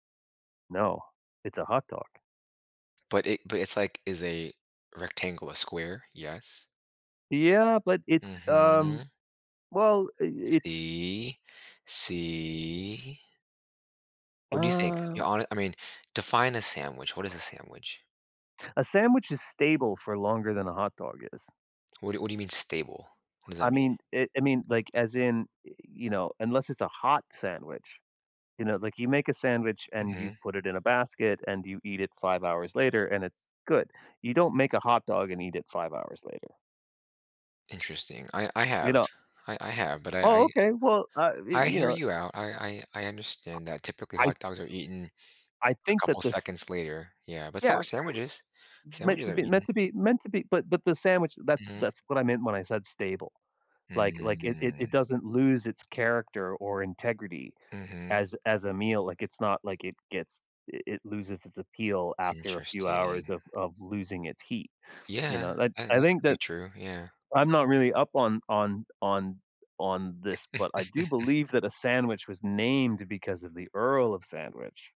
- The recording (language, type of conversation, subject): English, unstructured, How should I handle my surprising little food rituals around others?
- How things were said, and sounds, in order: drawn out: "Mm"; chuckle